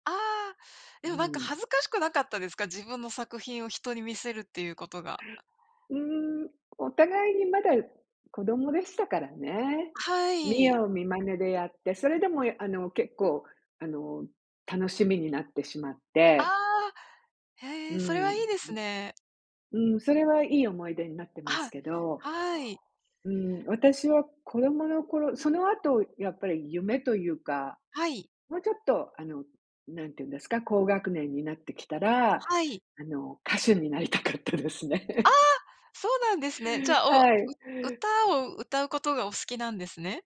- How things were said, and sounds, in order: none
- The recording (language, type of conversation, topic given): Japanese, unstructured, 子どもの頃に抱いていた夢は何で、今はどうなっていますか？